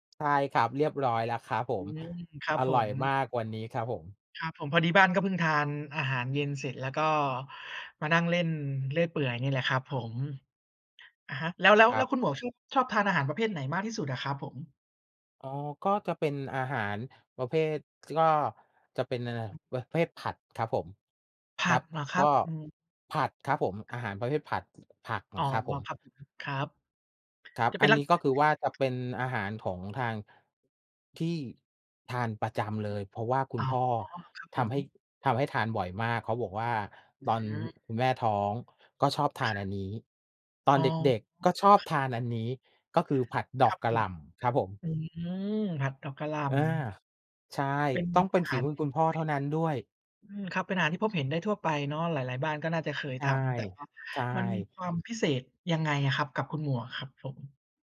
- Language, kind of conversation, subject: Thai, unstructured, คุณชอบอาหารประเภทไหนมากที่สุด?
- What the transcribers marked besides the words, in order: tapping; other background noise